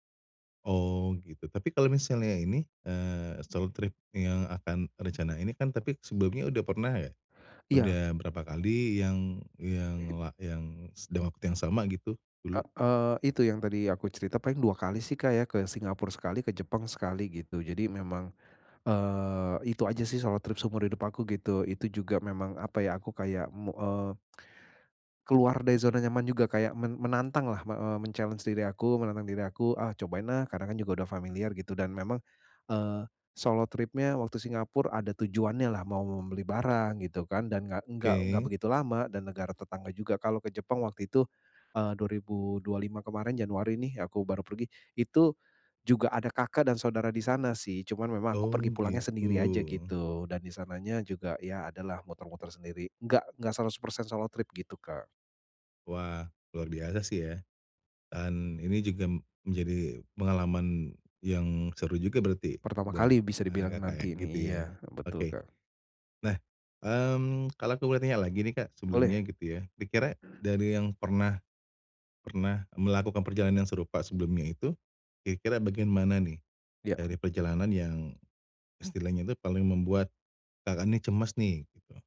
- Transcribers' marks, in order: tsk; in English: "men-challenge"; other background noise; tapping
- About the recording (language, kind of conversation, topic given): Indonesian, advice, Bagaimana cara mengurangi kecemasan saat bepergian sendirian?